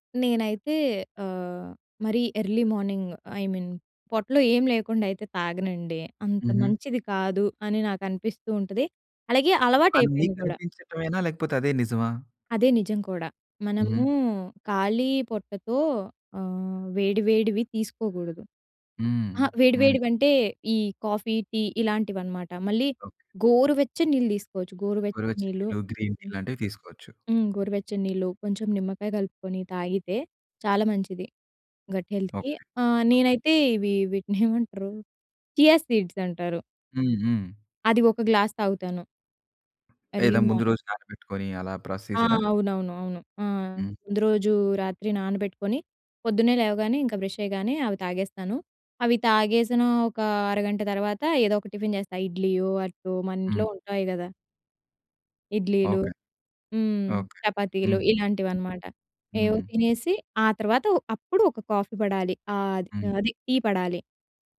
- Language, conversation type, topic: Telugu, podcast, కాఫీ లేదా టీ తాగే విషయంలో మీరు పాటించే అలవాట్లు ఏమిటి?
- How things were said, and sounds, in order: in English: "మరీ ఎర్లీ మార్నింగ్ ఐ మీన్"; tapping; in English: "కాఫీ, టీ"; in English: "గట్ హెల్త్‌కి"; in English: "చియా సీడ్స్"; in English: "గ్లాస్"; in English: "ఎర్లీ మార్నింగ్"; in English: "బ్రష్"; in English: "టిఫిన్"; other noise; in English: "కాఫీ"